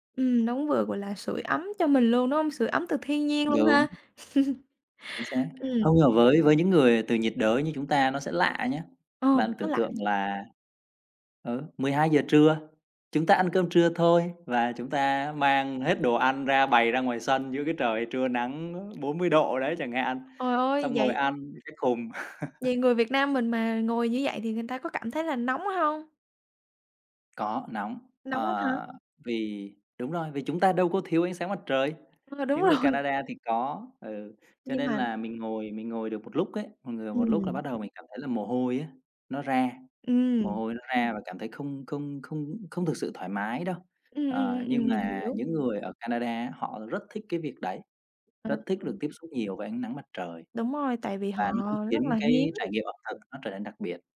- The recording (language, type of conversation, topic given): Vietnamese, podcast, Bạn có thể kể về một kỷ niệm ẩm thực đáng nhớ của bạn không?
- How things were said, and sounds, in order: other noise; chuckle; tapping; other background noise; "Trời" said as "ồi"; chuckle; laughing while speaking: "rồi"; background speech; unintelligible speech